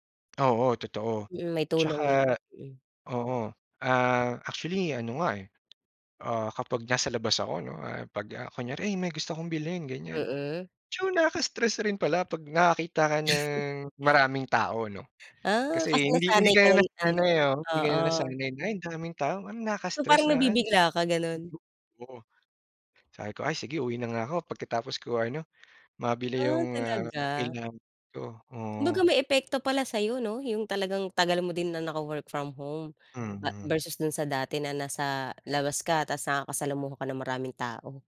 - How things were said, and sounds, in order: tapping; snort; other background noise
- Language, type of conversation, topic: Filipino, podcast, Paano mo pinangangalagaan ang kalusugang pangkaisipan habang nagtatrabaho?